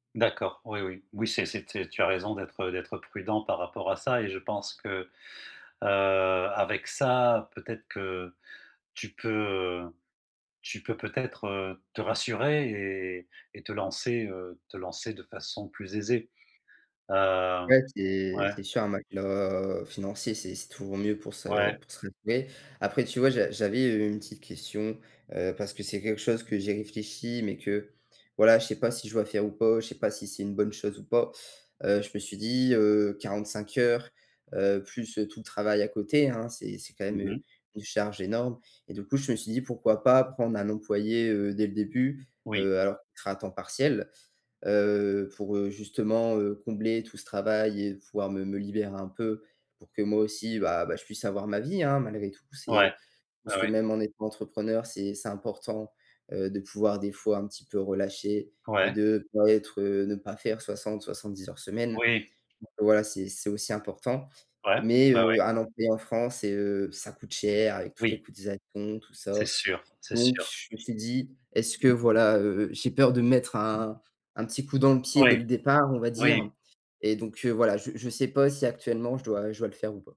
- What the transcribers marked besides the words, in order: none
- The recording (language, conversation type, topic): French, advice, Comment gérer mes doutes face à l’incertitude financière avant de lancer ma startup ?